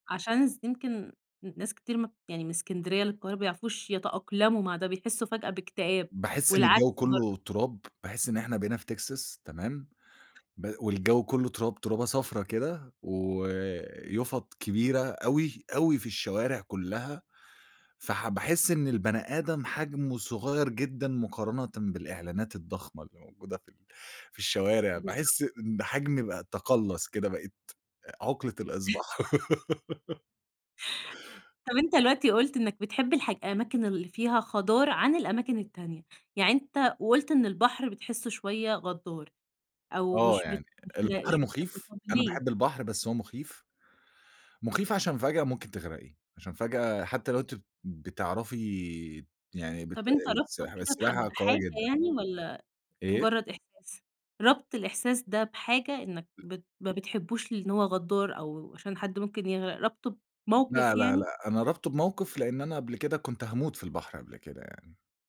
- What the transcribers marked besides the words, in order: tapping; chuckle; giggle; unintelligible speech
- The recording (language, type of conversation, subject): Arabic, podcast, إيه رأيك في العلاقة بين الصحة النفسية والطبيعة؟